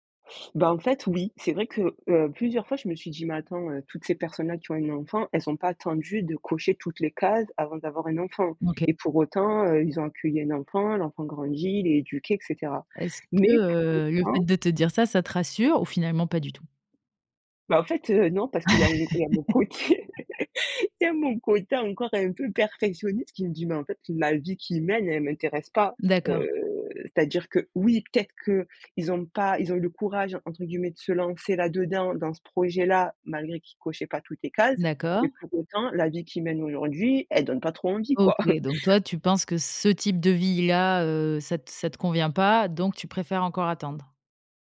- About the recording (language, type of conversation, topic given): French, podcast, Quels critères prends-tu en compte avant de décider d’avoir des enfants ?
- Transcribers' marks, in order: laugh; laughing while speaking: "côté"; laugh; chuckle; stressed: "ce"; tapping